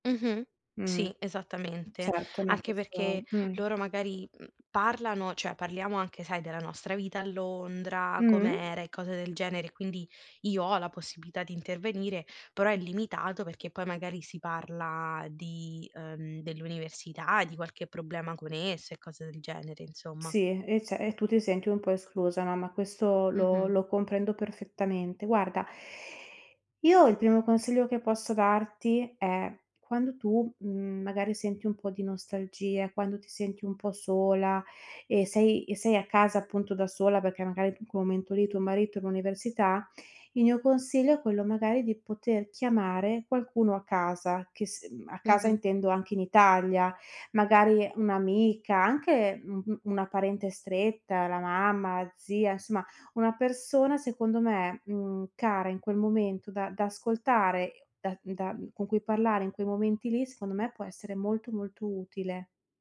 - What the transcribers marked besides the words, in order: none
- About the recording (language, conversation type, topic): Italian, advice, Come descriveresti il tuo trasferimento in una nuova città e come ti stai adattando al cambiamento sociale?